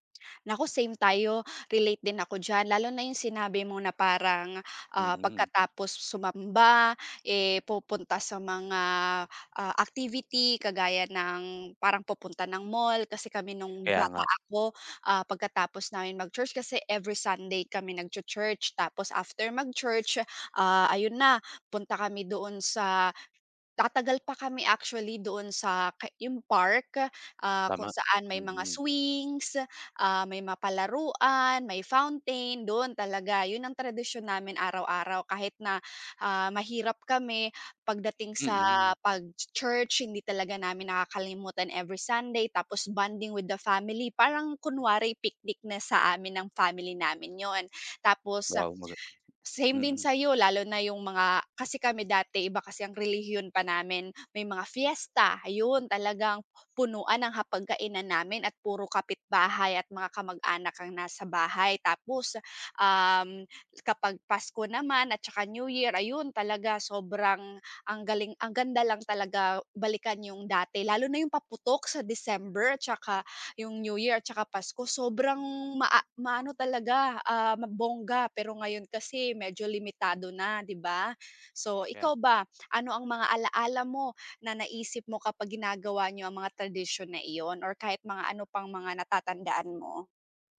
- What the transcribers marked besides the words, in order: lip smack; in English: "bonding with the family"; tapping; other background noise
- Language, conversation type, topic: Filipino, unstructured, Ano ang paborito mong tradisyon kasama ang pamilya?